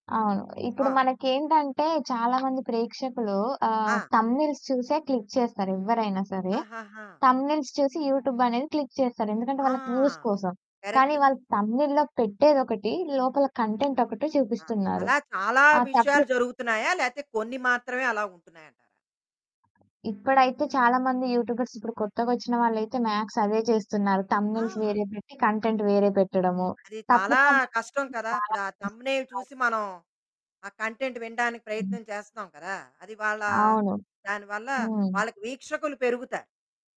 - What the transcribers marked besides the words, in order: mechanical hum; other background noise; in English: "థంబ్‌నెయిల్స్"; in English: "క్లిక్"; in English: "థంబ్‌నెయిల్స్"; in English: "యూటూబ్"; in English: "క్లిక్"; in English: "వ్యూస్"; in English: "థంబ్‌నెయిల్‌లో"; in English: "కంటెంట్"; distorted speech; in English: "యూటూబర్స్"; in English: "మ్యాక్స్"; in English: "థంబ్‌నెయిల్స్"; in English: "కంటెంట్"; in English: "వ్యూస్"; in English: "థంబ్‌నెయిల్"; in English: "కంటెంట్"
- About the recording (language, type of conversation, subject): Telugu, podcast, యూట్యూబ్ సృష్టికర్తలు మన సంస్కృతిని ఏ విధంగా ప్రతిబింబిస్తున్నారని మీకు అనిపిస్తోంది?
- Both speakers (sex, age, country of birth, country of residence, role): female, 20-24, India, India, guest; female, 55-59, India, India, host